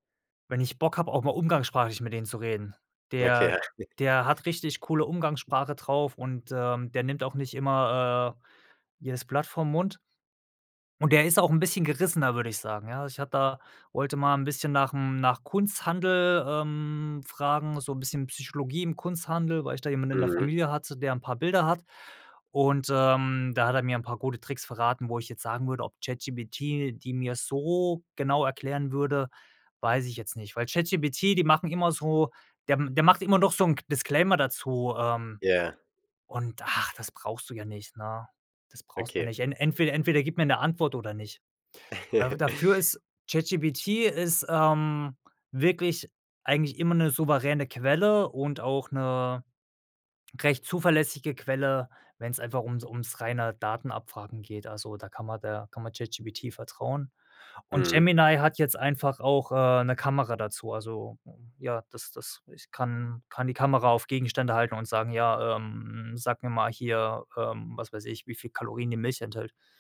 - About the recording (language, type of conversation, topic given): German, podcast, Welche Apps machen dich im Alltag wirklich produktiv?
- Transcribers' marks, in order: chuckle; stressed: "so"; other background noise; chuckle